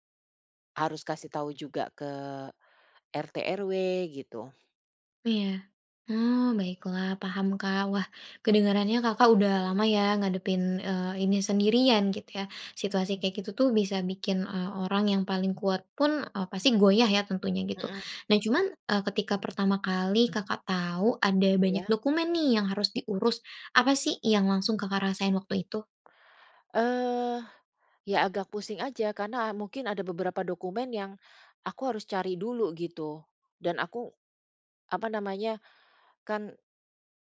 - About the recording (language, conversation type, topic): Indonesian, advice, Apa saja masalah administrasi dan dokumen kepindahan yang membuat Anda bingung?
- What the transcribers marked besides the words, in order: other background noise